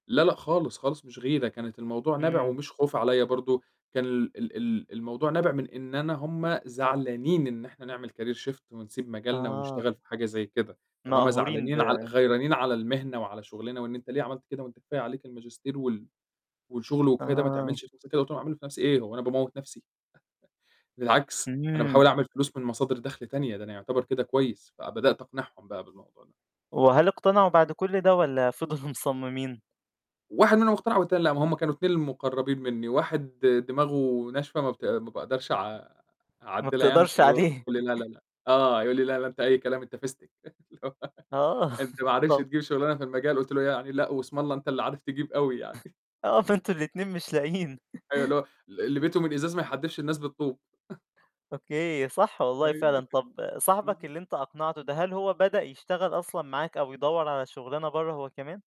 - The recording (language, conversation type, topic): Arabic, podcast, إزاي قررت تغيّر مسارك المهني؟
- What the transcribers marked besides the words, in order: in English: "Career Shift"; chuckle; static; laughing while speaking: "فضلوا مصممين؟"; tapping; distorted speech; chuckle; laughing while speaking: "اللي هو"; laugh; laughing while speaking: "آه"; chuckle; laughing while speaking: "آه، فأنتم الاتنين مش لاقيين"; chuckle; chuckle; chuckle; laughing while speaking: "أيوه"; chuckle